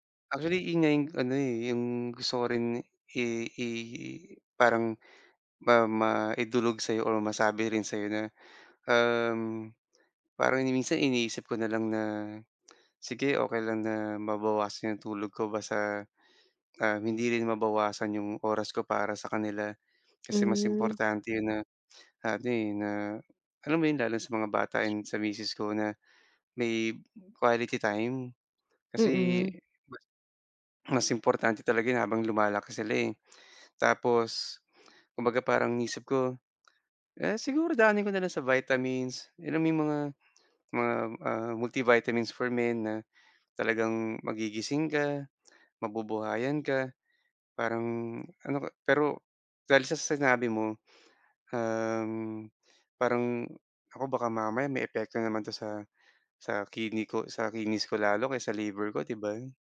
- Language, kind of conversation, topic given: Filipino, advice, Kailangan ko bang magpahinga muna o humingi ng tulong sa propesyonal?
- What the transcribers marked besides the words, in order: tapping; other background noise; lip smack; bird; unintelligible speech; tongue click; lip smack